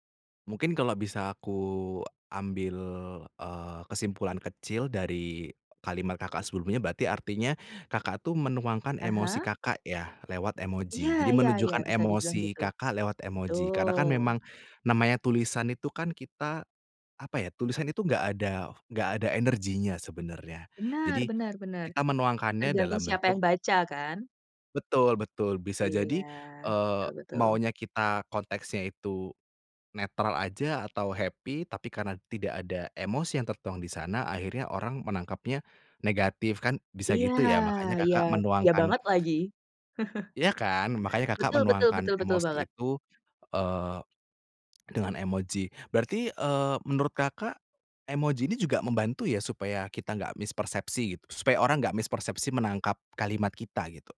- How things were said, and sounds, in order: in English: "happy"; chuckle
- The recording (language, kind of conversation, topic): Indonesian, podcast, Apakah kamu suka memakai emoji saat mengobrol lewat pesan, dan kenapa?